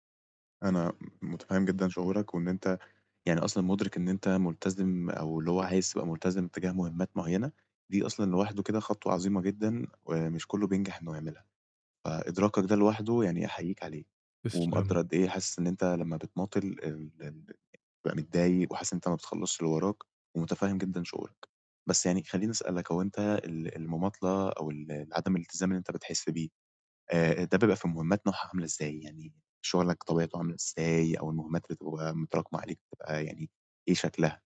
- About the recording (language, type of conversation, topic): Arabic, advice, إزاي أبطل المماطلة وألتزم بمهامي وأنا فعلاً عايز كده؟
- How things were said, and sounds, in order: none